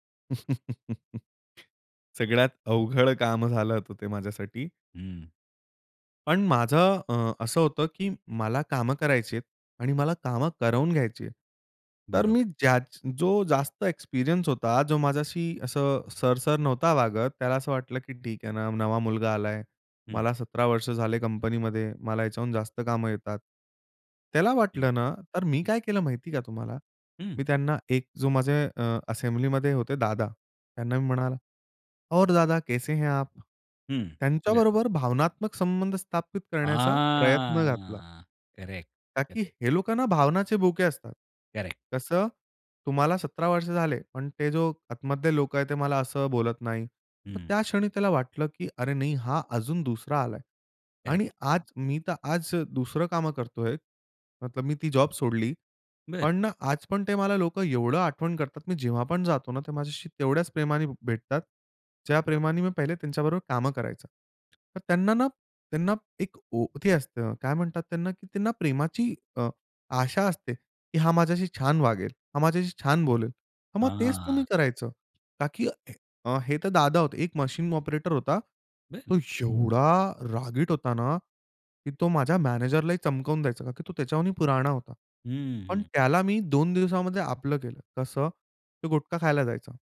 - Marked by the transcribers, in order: laugh; in English: "असेंब्लीमध्ये"; in Hindi: "और दादा, कैसे हैं आप?"; drawn out: "हां"; in English: "करेक्ट, करेक्ट"; tapping; in English: "करेक्ट"; in English: "करेक्ट"; in English: "ऑपरेटर"; surprised: "तो एवढा रागीट होता ना"
- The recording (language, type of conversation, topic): Marathi, podcast, ऑफिसमध्ये विश्वास निर्माण कसा करावा?